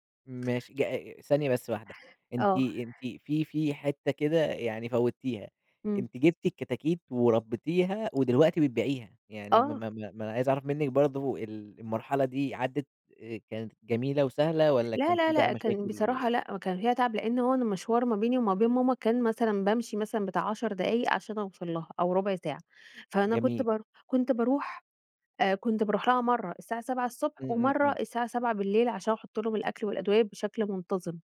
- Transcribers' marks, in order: tapping
- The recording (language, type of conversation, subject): Arabic, podcast, إيه هو أول مشروع كنت فخور بيه؟